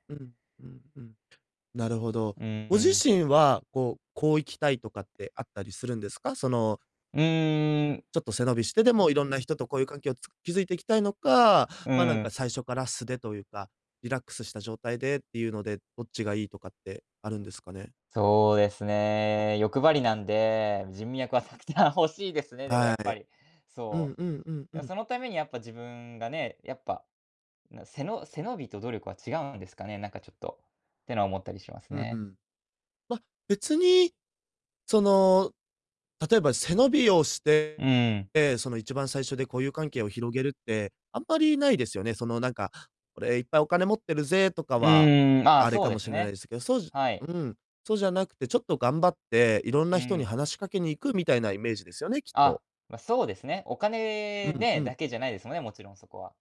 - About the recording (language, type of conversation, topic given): Japanese, advice, SNSで見せる自分と実生活のギャップに疲れているのはなぜですか？
- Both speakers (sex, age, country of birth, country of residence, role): male, 20-24, Japan, Japan, advisor; male, 20-24, Japan, Japan, user
- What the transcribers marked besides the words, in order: tapping; other background noise; laughing while speaking: "沢山欲しいですね"